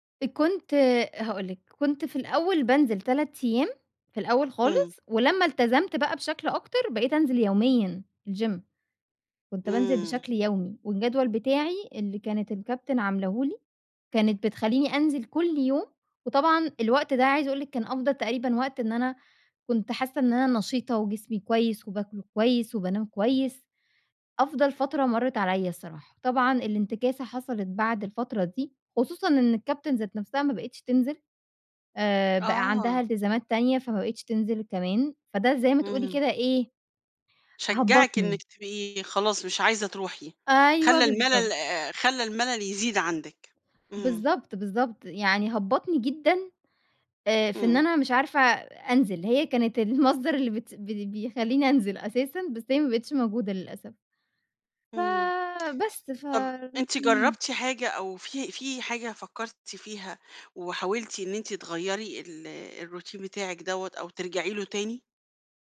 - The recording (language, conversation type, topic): Arabic, advice, ليه مش قادر تلتزم بروتين تمرين ثابت؟
- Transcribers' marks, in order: in English: "الgym"; in English: "الروتين"